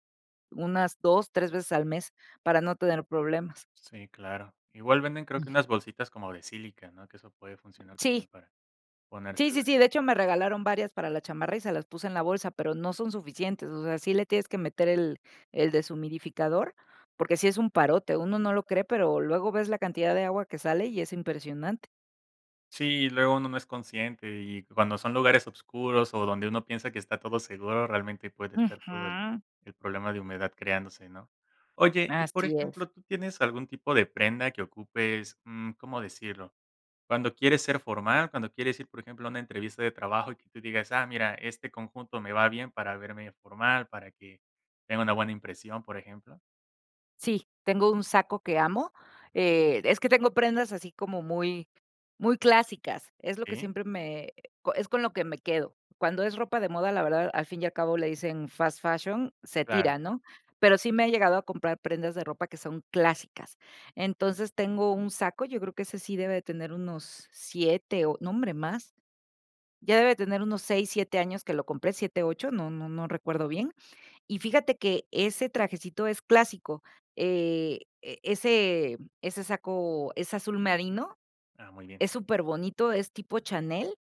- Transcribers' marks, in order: tapping; in English: "fast fashion"
- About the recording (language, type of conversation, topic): Spanish, podcast, ¿Tienes prendas que usas según tu estado de ánimo?